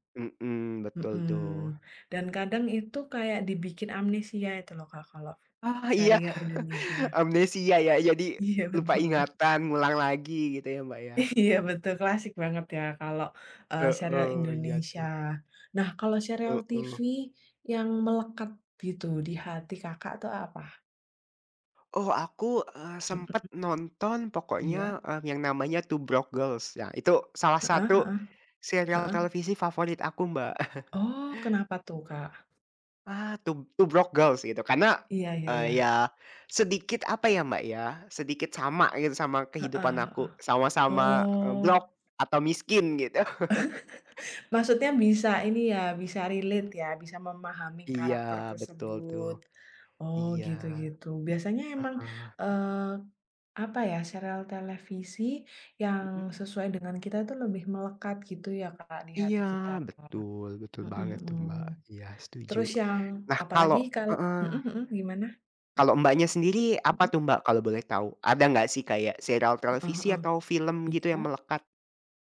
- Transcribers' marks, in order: laugh; laughing while speaking: "Iya, betul"; laughing while speaking: "Iya"; other background noise; chuckle; tapping; drawn out: "oh"; in English: "broke"; laugh; chuckle; in English: "relate"
- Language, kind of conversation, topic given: Indonesian, unstructured, Apa yang lebih Anda nikmati: menonton serial televisi atau film?